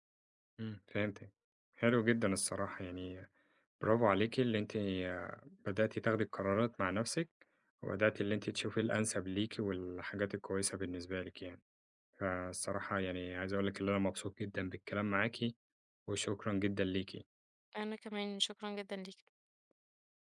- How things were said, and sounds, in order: none
- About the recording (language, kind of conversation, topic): Arabic, podcast, إزاي نلاقي توازن بين رغباتنا وتوقعات العيلة؟